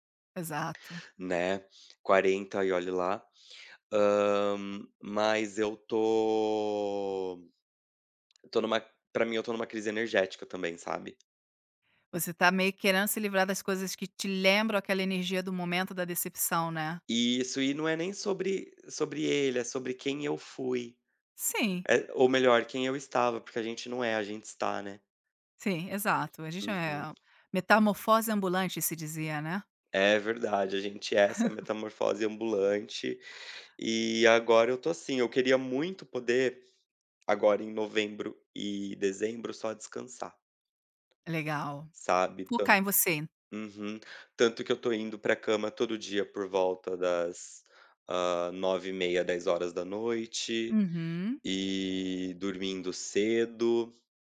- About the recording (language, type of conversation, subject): Portuguese, advice, Como você descreveria sua crise de identidade na meia-idade?
- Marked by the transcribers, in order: giggle